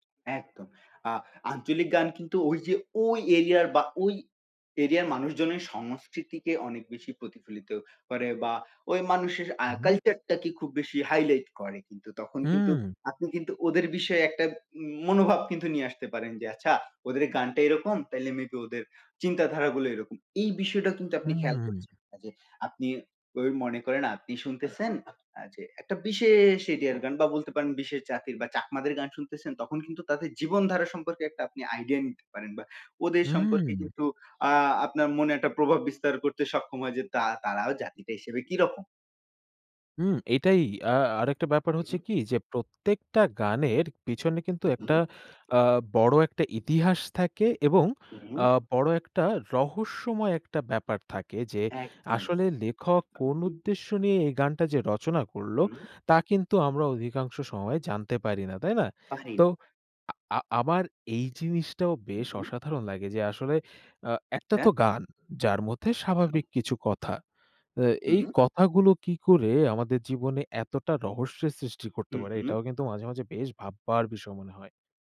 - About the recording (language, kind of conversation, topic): Bengali, unstructured, সঙ্গীত আপনার জীবনে কী ধরনের প্রভাব ফেলেছে?
- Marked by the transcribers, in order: tapping